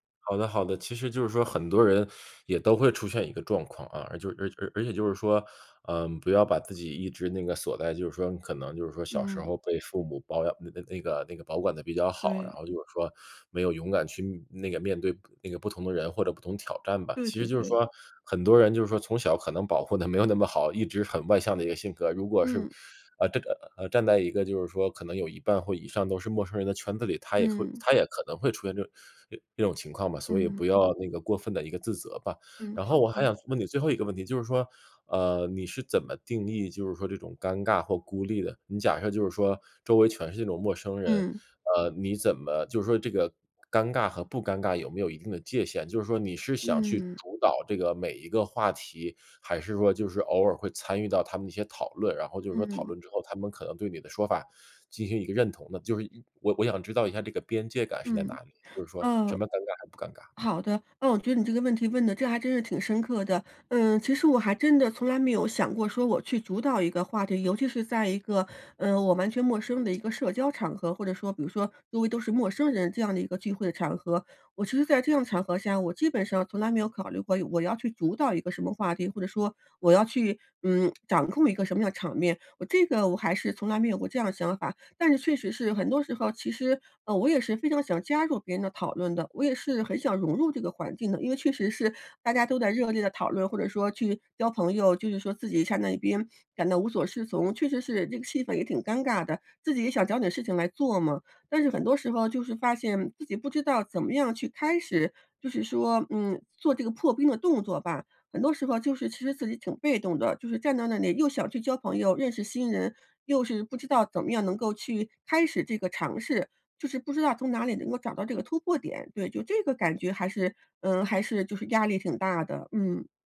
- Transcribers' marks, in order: tapping
- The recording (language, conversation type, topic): Chinese, advice, 在聚会中感到尴尬和孤立时，我该怎么办？